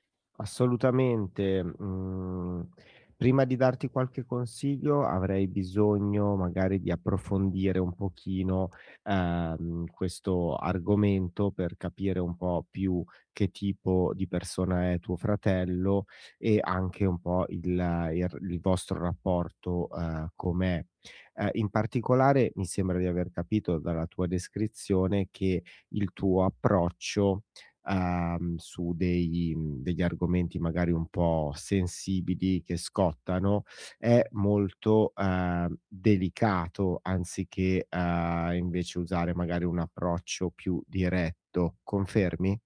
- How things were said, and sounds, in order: static; drawn out: "Mhmm"; tapping; drawn out: "ehm"; stressed: "diretto"
- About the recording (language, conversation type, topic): Italian, advice, Come posso bilanciare onestà e sensibilità quando do un feedback a un collega?